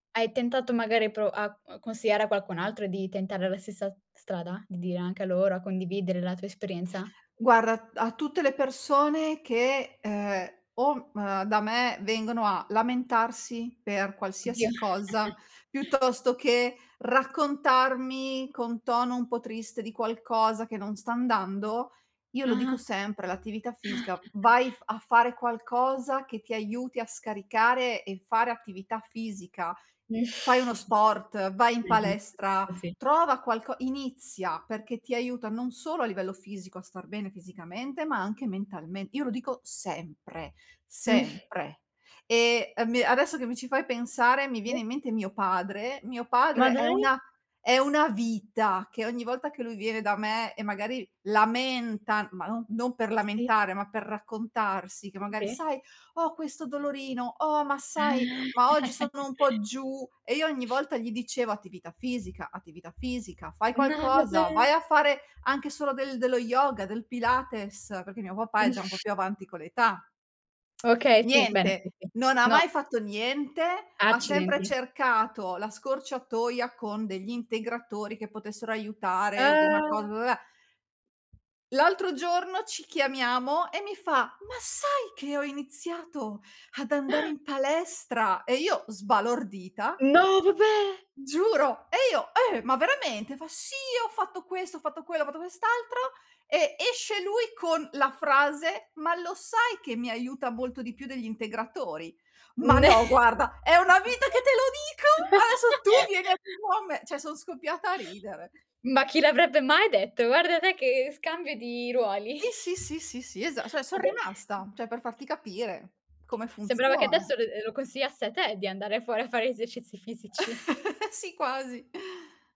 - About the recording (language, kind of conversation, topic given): Italian, podcast, Come fai a mantenere la costanza nell’esercizio fisico anche quando le cose non vanno?
- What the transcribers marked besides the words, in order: chuckle; chuckle; chuckle; unintelligible speech; stressed: "sempre, sempre"; other background noise; exhale; other noise; stressed: "vita"; put-on voice: "Sai ho questo dolorino, oh … un po' giù"; inhale; laugh; surprised: "No vabbè!"; drawn out: "Ah"; put-on voice: "Ma sai che ho iniziato ad andare in palestra?"; inhale; surprised: "No vabbè!"; put-on voice: "Ma lo sai che mi aiuta molto di più degli integratori?"; surprised: "Ma no guarda, è una vita che te lo dico!"; laugh; laugh